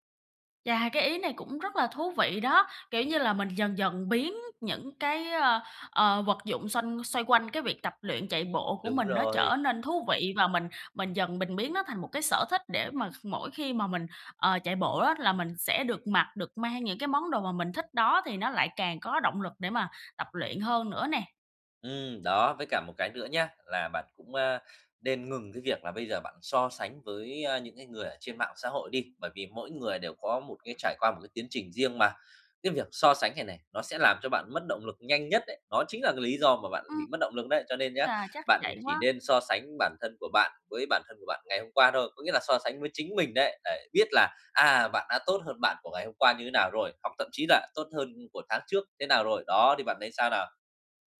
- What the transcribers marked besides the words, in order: tapping; other background noise
- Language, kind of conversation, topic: Vietnamese, advice, Làm sao tôi có thể tìm động lực để bắt đầu tập luyện đều đặn?